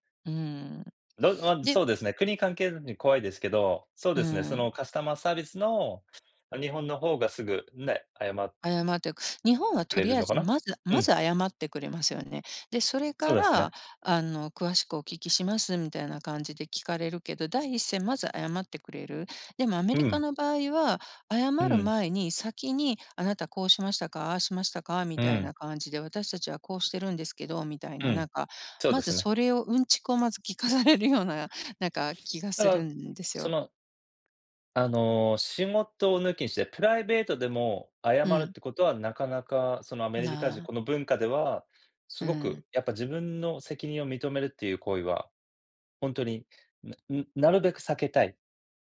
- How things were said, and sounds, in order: other noise; laughing while speaking: "聞かされるような"; other background noise
- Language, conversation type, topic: Japanese, unstructured, 謝ることは大切だと思いますか、なぜですか？